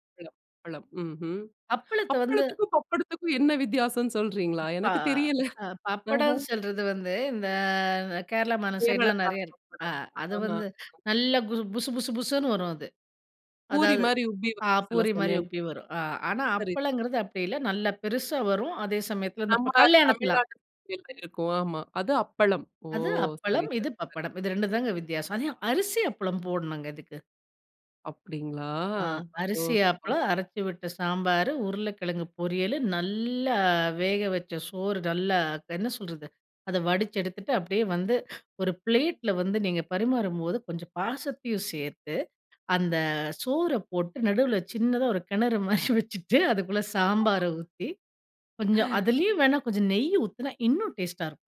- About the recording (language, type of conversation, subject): Tamil, podcast, இந்த ரெசிபியின் ரகசியம் என்ன?
- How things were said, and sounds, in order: unintelligible speech; tapping; unintelligible speech; laughing while speaking: "கிணறு மாதிரி வச்சுட்டு"; unintelligible speech; laugh